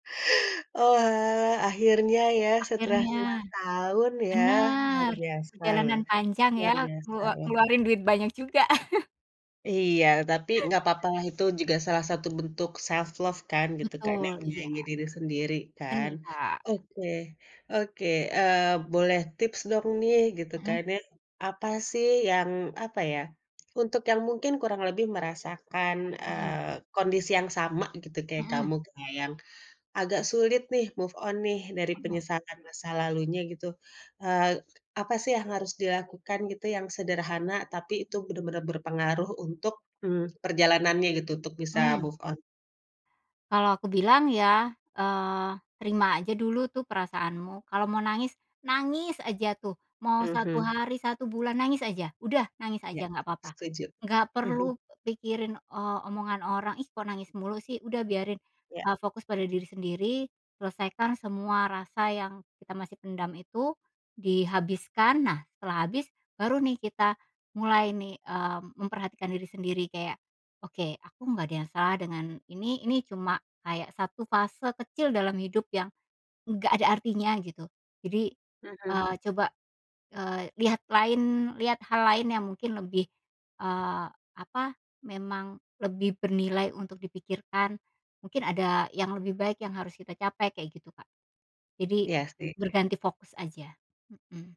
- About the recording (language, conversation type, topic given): Indonesian, podcast, Apa yang membantu kamu melupakan penyesalan lama dan melangkah maju?
- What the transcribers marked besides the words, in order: chuckle; laugh; in English: "self love"; other background noise; in English: "move on"; in English: "move on?"; tapping